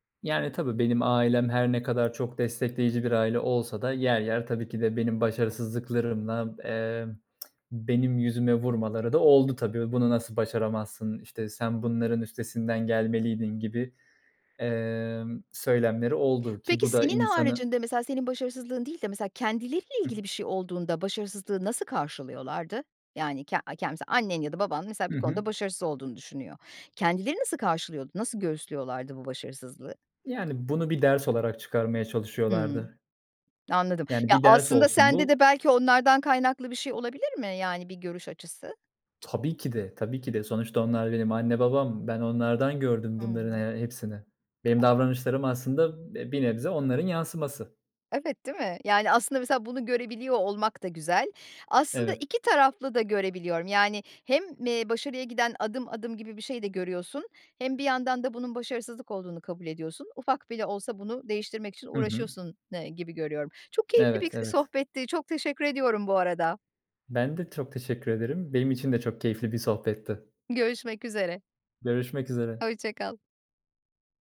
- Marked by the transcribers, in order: lip smack; tapping; other background noise
- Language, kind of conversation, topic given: Turkish, podcast, Başarısızlıktan öğrendiğin en önemli ders nedir?
- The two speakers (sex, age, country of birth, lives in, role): female, 55-59, Turkey, Poland, host; male, 25-29, Turkey, Germany, guest